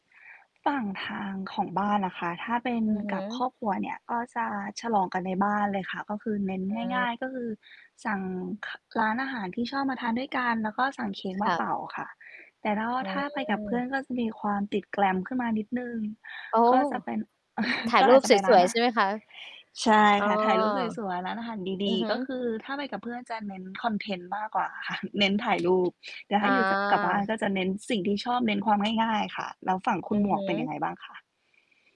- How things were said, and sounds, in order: static; other background noise; chuckle; distorted speech; mechanical hum
- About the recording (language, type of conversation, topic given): Thai, unstructured, คุณกับครอบครัวฉลองวันเกิดกันอย่างไร?